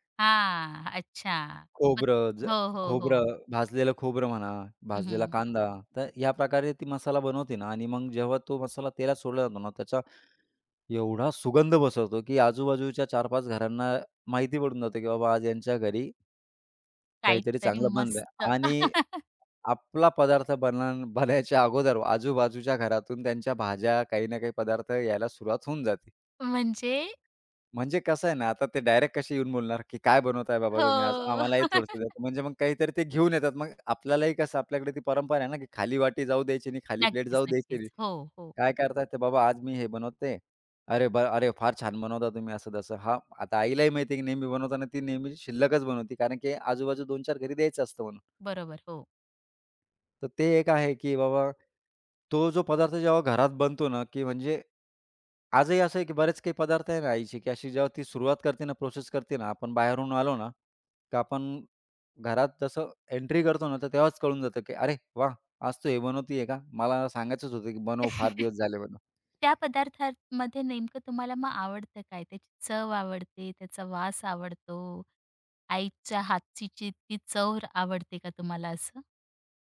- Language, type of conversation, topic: Marathi, podcast, कठीण दिवसानंतर तुम्हाला कोणता पदार्थ सर्वाधिक दिलासा देतो?
- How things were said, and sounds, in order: unintelligible speech; tapping; other background noise; laugh; laughing while speaking: "बनायच्या"; laugh; chuckle